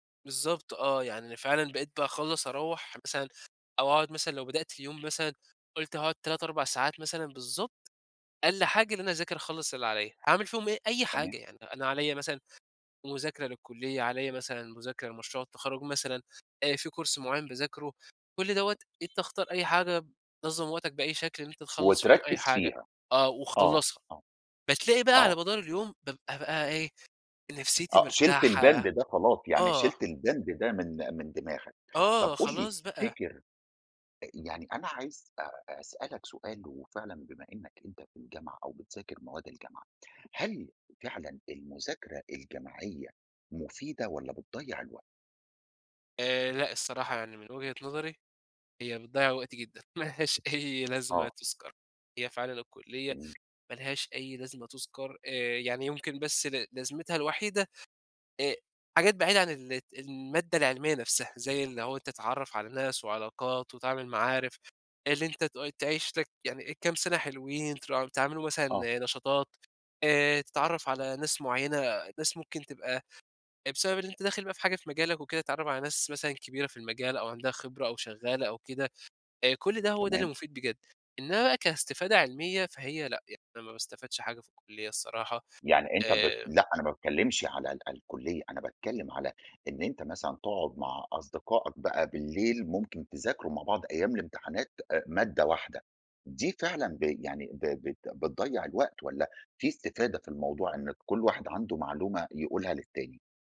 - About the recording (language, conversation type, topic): Arabic, podcast, إزاي بتتعامل مع الإحساس إنك بتضيّع وقتك؟
- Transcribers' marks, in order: in English: "كورس"; horn; laughing while speaking: "ما لهاش أي لازمة"; tapping